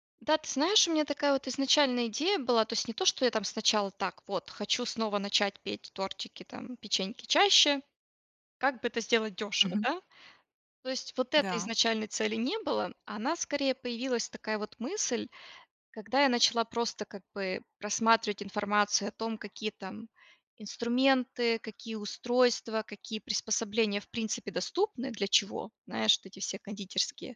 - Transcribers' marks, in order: none
- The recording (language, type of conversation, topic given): Russian, podcast, Как бюджетно снова начать заниматься забытым увлечением?